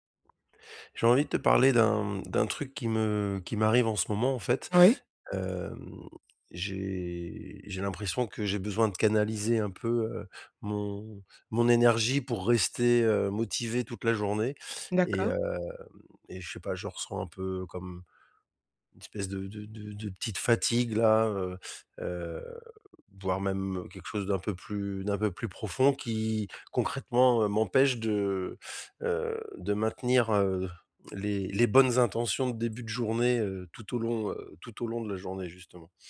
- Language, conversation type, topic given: French, advice, Comment garder mon énergie et ma motivation tout au long de la journée ?
- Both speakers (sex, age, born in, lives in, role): female, 35-39, France, France, advisor; male, 50-54, France, Spain, user
- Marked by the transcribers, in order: drawn out: "Hem, j'ai"